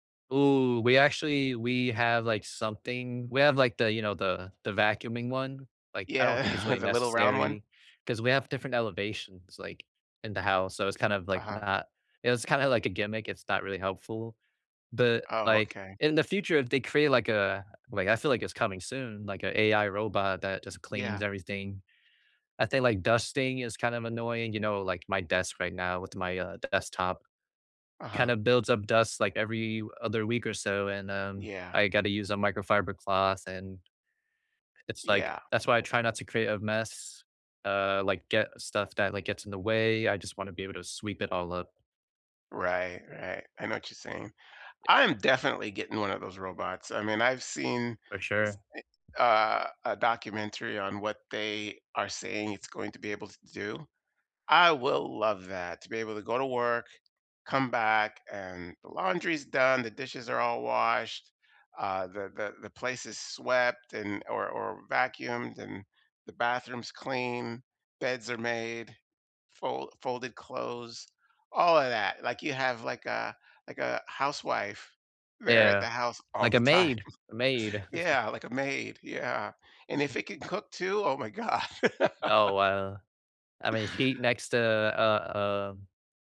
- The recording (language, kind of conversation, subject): English, unstructured, Why do chores often feel so frustrating?
- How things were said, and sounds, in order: laughing while speaking: "Yeah"; other background noise; stressed: "I will love that"; laughing while speaking: "time"; laugh